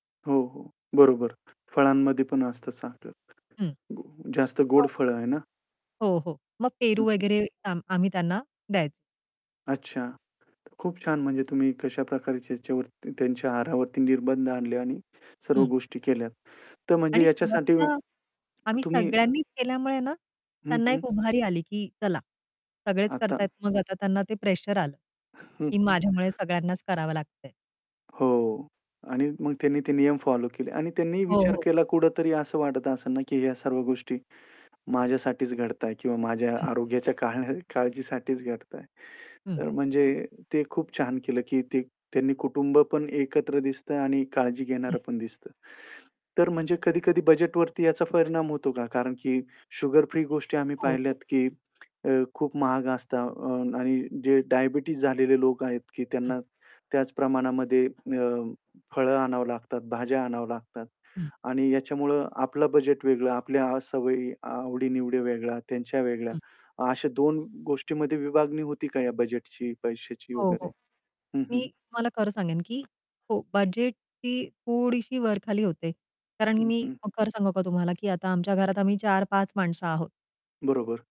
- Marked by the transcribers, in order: other background noise; static; unintelligible speech; distorted speech; tapping
- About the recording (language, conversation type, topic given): Marathi, podcast, आहारावर निर्बंध असलेल्या व्यक्तींसाठी तुम्ही मेन्यू कसा तयार करता?